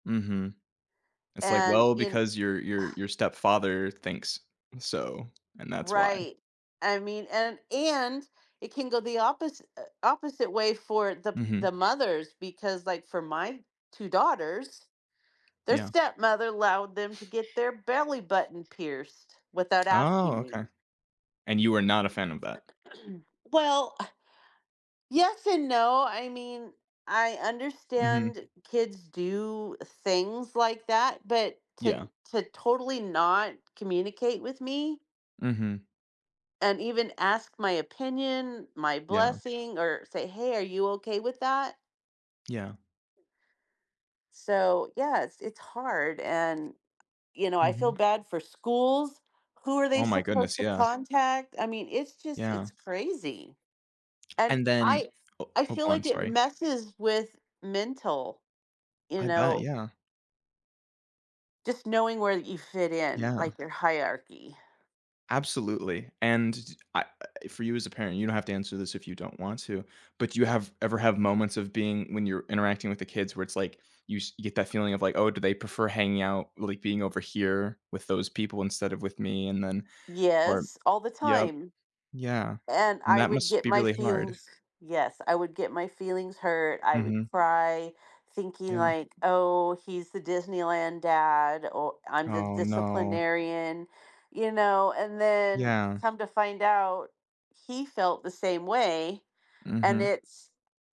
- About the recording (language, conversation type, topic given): English, unstructured, What are some effective ways for couples to build strong relationships in blended families?
- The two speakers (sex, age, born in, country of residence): female, 55-59, United States, United States; male, 20-24, United States, United States
- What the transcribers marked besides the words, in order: sigh; stressed: "and"; tapping; other background noise; throat clearing